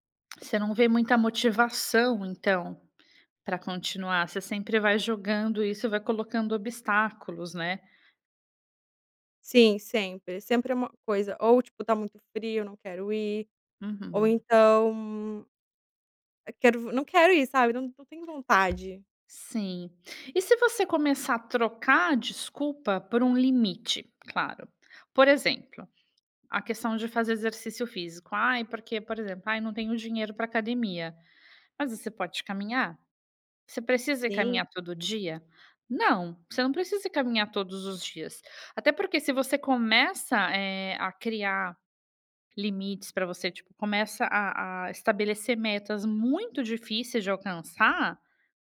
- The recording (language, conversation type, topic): Portuguese, advice, Por que você inventa desculpas para não cuidar da sua saúde?
- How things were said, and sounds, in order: tapping; other background noise